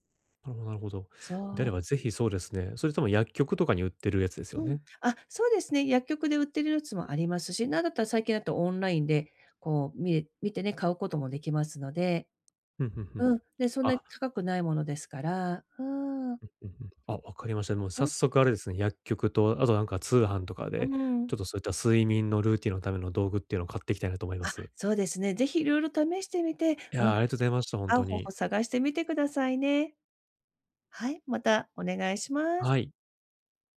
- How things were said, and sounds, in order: none
- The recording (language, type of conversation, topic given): Japanese, advice, 寝つきが悪いとき、効果的な就寝前のルーティンを作るにはどうすればよいですか？